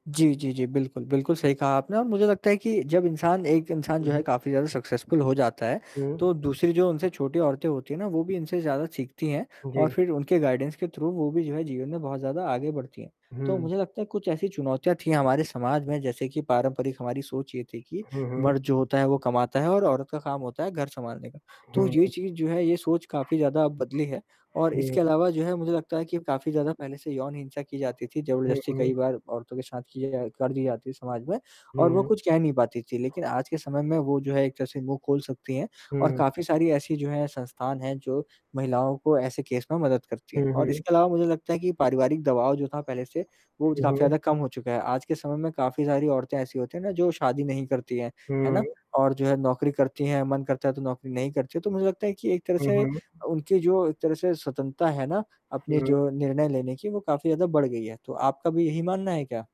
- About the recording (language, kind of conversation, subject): Hindi, unstructured, क्या हमारे समुदाय में महिलाओं को समान सम्मान मिलता है?
- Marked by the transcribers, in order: static; in English: "सक्सेसफुल"; in English: "गाइडेंस"; in English: "थ्रू"; tapping; in English: "केस"; other background noise